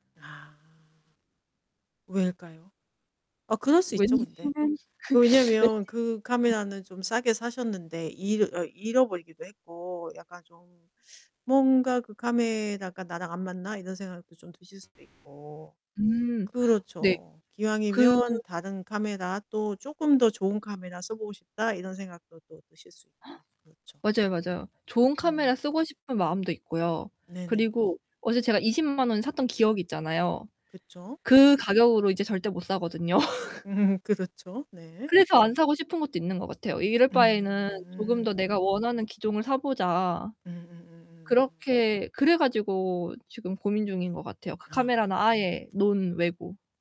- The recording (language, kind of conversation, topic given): Korean, advice, 취미에 대한 관심을 오래 지속하려면 어떻게 해야 하나요?
- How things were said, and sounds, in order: unintelligible speech; laugh; distorted speech; teeth sucking; gasp; laugh; laughing while speaking: "음"